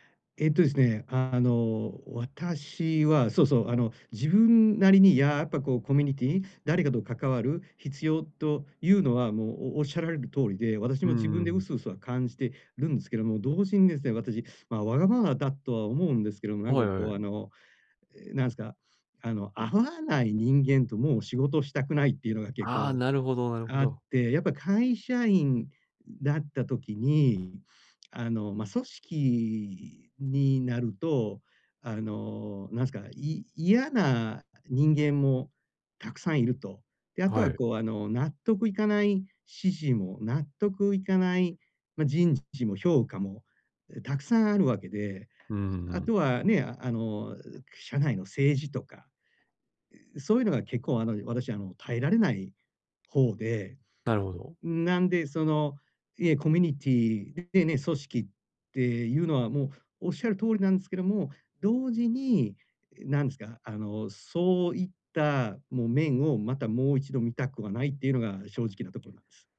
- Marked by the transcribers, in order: none
- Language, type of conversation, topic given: Japanese, advice, 記念日や何かのきっかけで湧いてくる喪失感や満たされない期待に、穏やかに対処するにはどうすればよいですか？